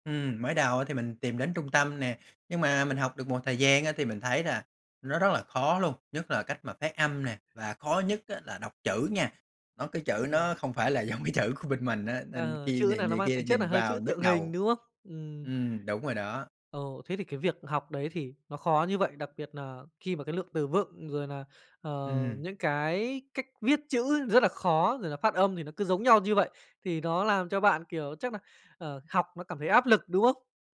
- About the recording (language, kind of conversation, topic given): Vietnamese, podcast, Bạn làm thế nào để duy trì động lực lâu dài?
- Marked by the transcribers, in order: tapping; laughing while speaking: "giống cái chữ"